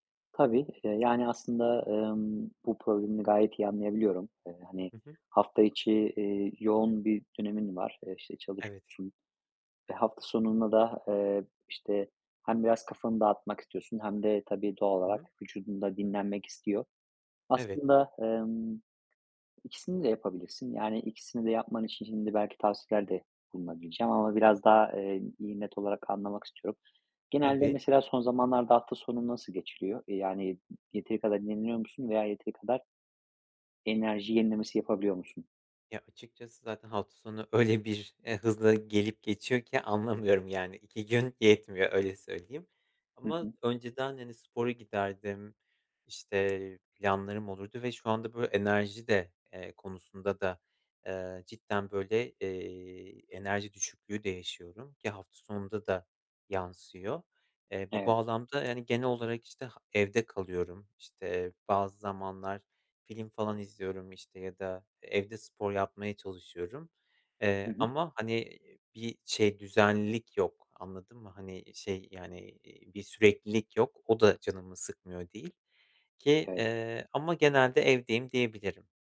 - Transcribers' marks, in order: tapping
- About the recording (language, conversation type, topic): Turkish, advice, Hafta sonlarımı dinlenmek ve enerji toplamak için nasıl düzenlemeliyim?